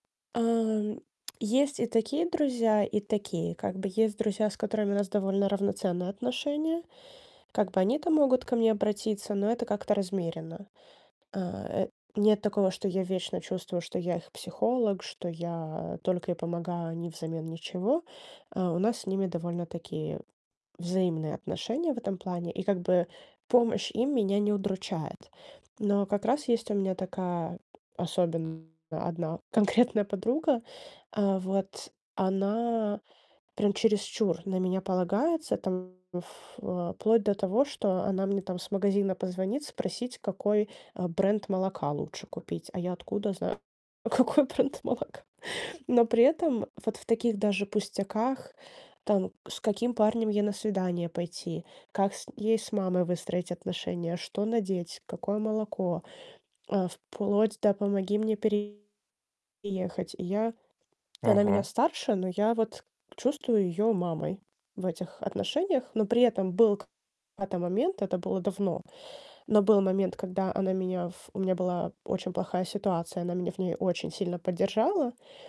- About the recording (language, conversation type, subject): Russian, advice, Как научиться отказывать друзьям, если я постоянно соглашаюсь на их просьбы?
- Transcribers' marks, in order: tapping; distorted speech; chuckle; laughing while speaking: "какой бренд молока?"